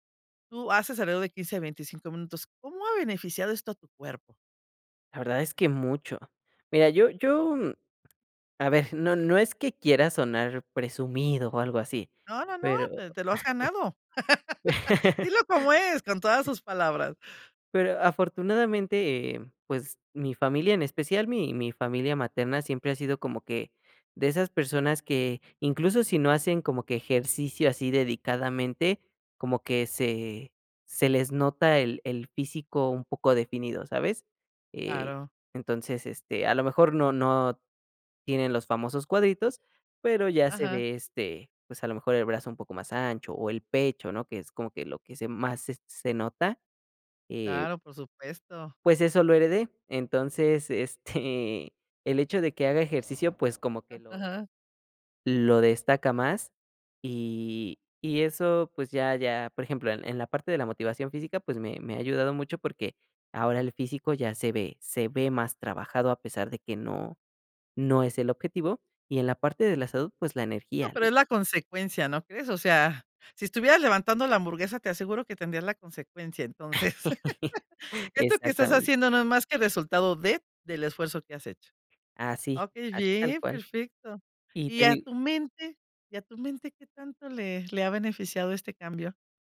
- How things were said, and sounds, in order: other background noise; laugh; laughing while speaking: "este"; laugh; laughing while speaking: "Entonces"
- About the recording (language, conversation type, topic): Spanish, podcast, ¿Qué pequeños cambios te han ayudado más a desarrollar resiliencia?